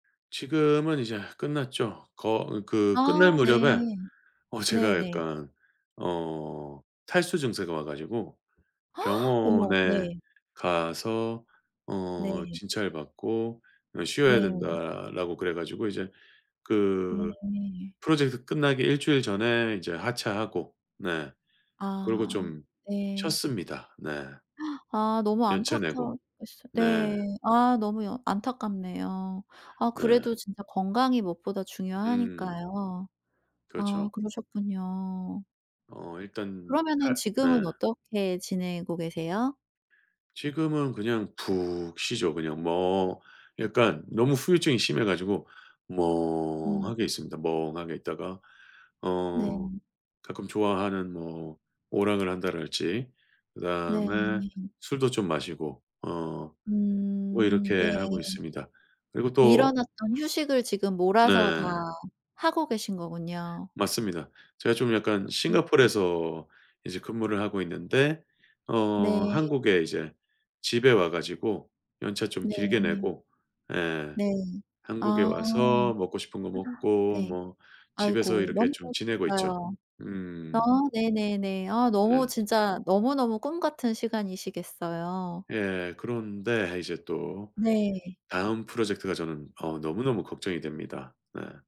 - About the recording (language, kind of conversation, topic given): Korean, advice, 장기간 과로 후 직장에 복귀하는 것이 불안하고 걱정되는데 어떻게 하면 좋을까요?
- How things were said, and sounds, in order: tapping; other background noise; gasp; gasp; inhale